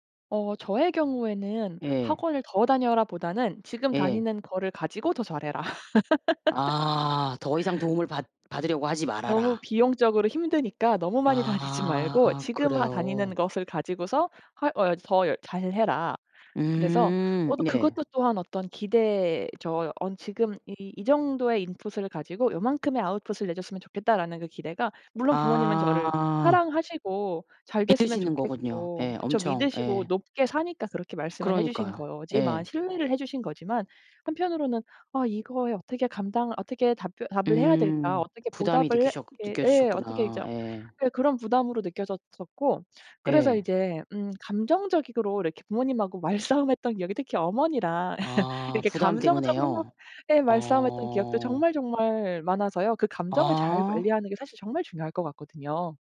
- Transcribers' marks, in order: laugh; laughing while speaking: "다니지"; in English: "인풋을"; in English: "아웃풋을"; tapping; other background noise; laughing while speaking: "말싸움했던"; laugh
- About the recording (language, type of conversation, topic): Korean, podcast, 배움에 대한 부모님의 기대를 어떻게 다뤘나요?